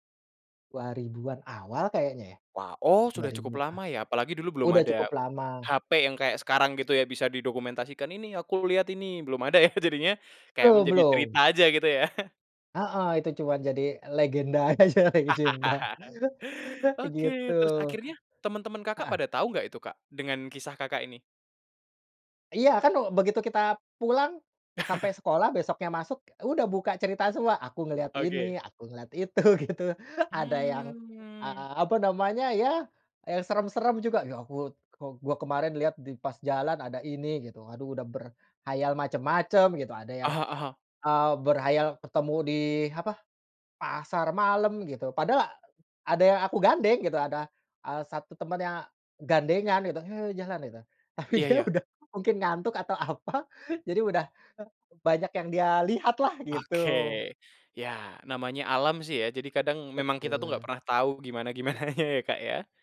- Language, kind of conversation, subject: Indonesian, podcast, Apa momen paling bikin kamu merasa penasaran waktu jalan-jalan?
- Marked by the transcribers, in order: other background noise; laughing while speaking: "ya"; chuckle; laugh; laughing while speaking: "aja"; "legenda" said as "lejenda"; chuckle; chuckle; drawn out: "Mmm"; laughing while speaking: "itu, gitu"; laughing while speaking: "Tapi dia udah"; laughing while speaking: "apa"; laughing while speaking: "gimana-gimananya"